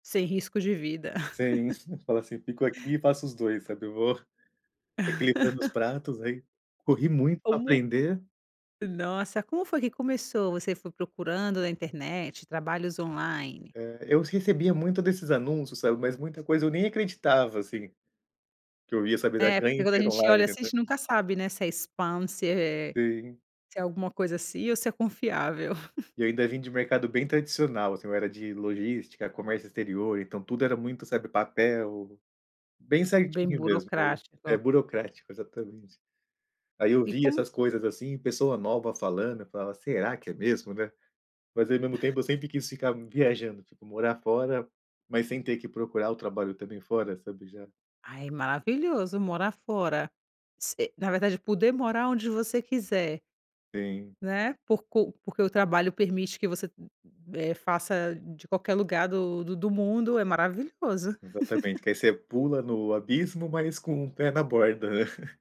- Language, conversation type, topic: Portuguese, podcast, Como foi a sua experiência ao mudar de carreira?
- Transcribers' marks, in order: chuckle; laugh; laugh; in English: "spam"; laugh; other noise; laugh; laugh